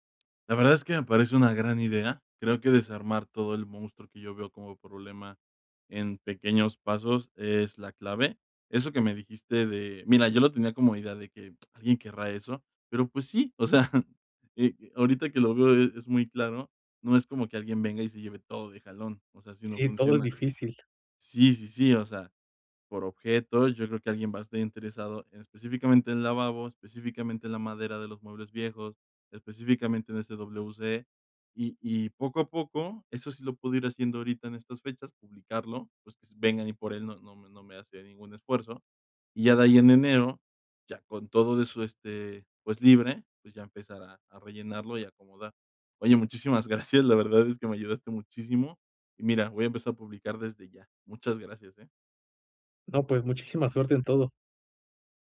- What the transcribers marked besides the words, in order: laughing while speaking: "sea"; laughing while speaking: "gracias"
- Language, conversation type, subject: Spanish, advice, ¿Cómo puedo dividir un gran objetivo en pasos alcanzables?